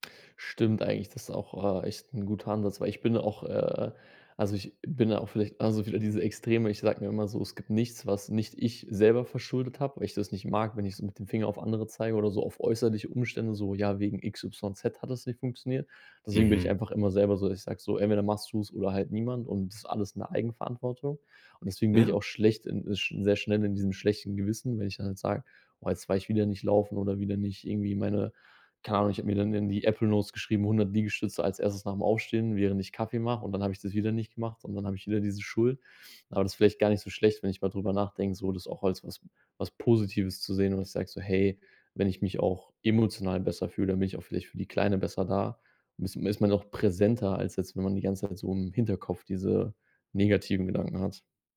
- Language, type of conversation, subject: German, advice, Wie kann ich mit einem schlechten Gewissen umgehen, wenn ich wegen der Arbeit Trainingseinheiten verpasse?
- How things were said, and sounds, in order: tapping; laughing while speaking: "also, wieder"; other background noise